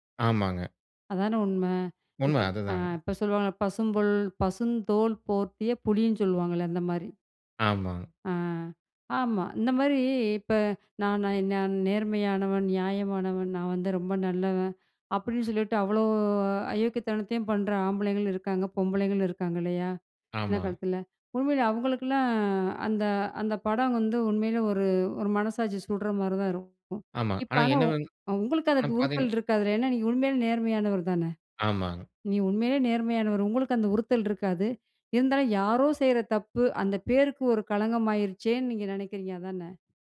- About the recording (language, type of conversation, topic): Tamil, podcast, நேர்மை நம்பிக்கைக்கு எவ்வளவு முக்கியம்?
- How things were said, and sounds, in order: "பசுந்தோல்" said as "பசும்புல்"